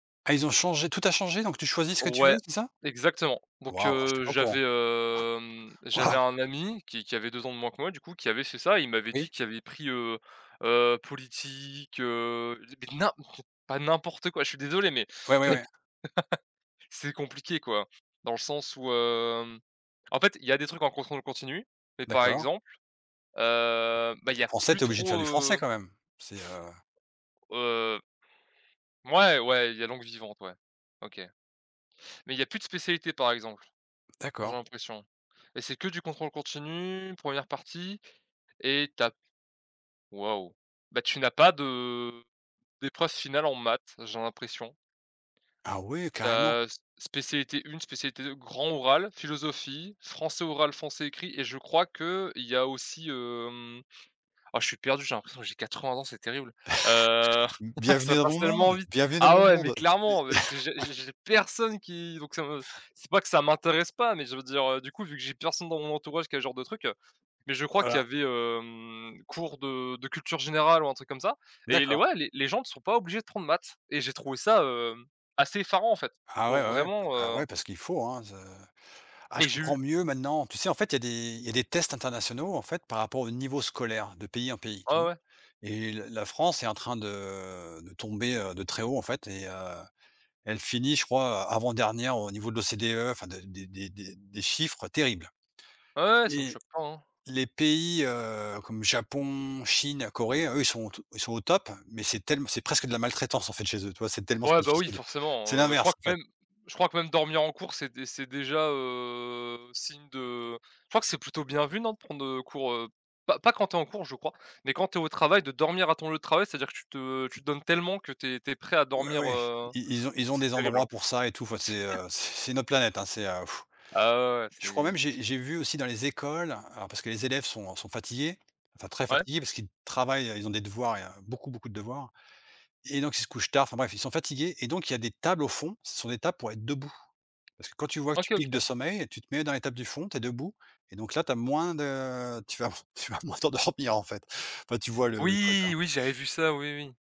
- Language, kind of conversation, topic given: French, unstructured, Quel est ton souvenir préféré à l’école ?
- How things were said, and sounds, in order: tapping; laugh; laugh; laugh; drawn out: "de"; drawn out: "heu"; laugh; blowing; laughing while speaking: "tu vas moins t'endormir en fait"